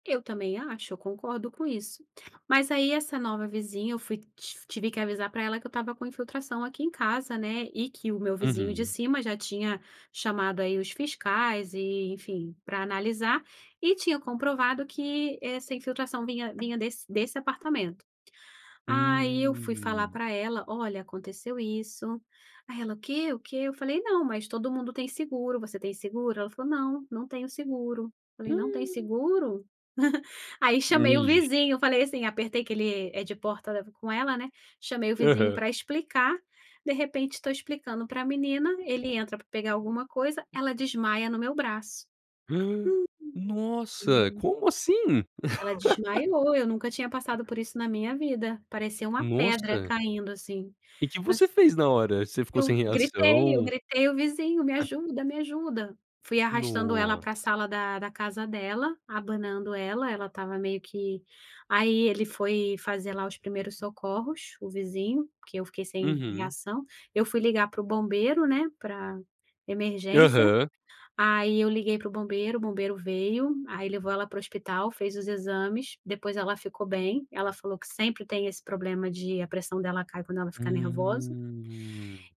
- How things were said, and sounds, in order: tapping; drawn out: "Hum"; chuckle; gasp; other noise; laugh
- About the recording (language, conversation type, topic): Portuguese, podcast, Qual é a importância da vizinhança para você?